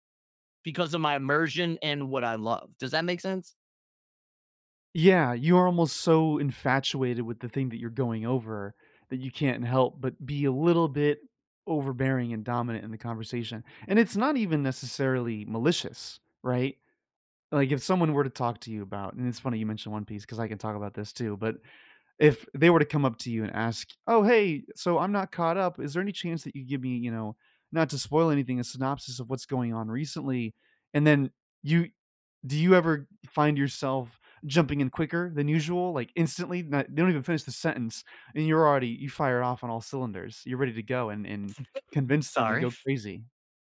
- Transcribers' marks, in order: sneeze
- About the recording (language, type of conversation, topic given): English, unstructured, How can I keep conversations balanced when someone else dominates?